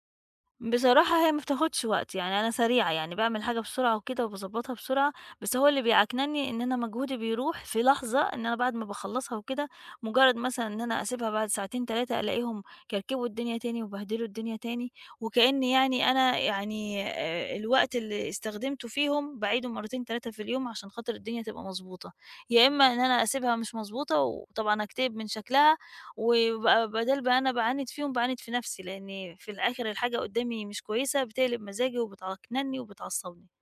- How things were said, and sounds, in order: tapping
- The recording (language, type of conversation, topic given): Arabic, advice, إزاي أبدأ أقلّل الفوضى المتراكمة في البيت من غير ما أندم على الحاجة اللي هرميها؟